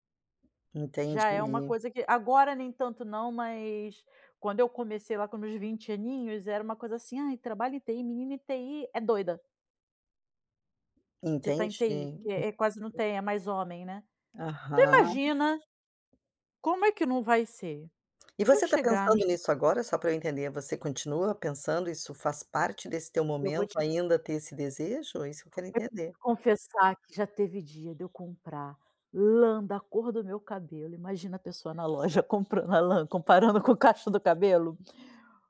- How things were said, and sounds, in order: tapping; other background noise; laughing while speaking: "comparando com o cacho do cabelo"
- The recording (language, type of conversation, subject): Portuguese, advice, Como posso mudar meu visual ou estilo sem temer a reação social?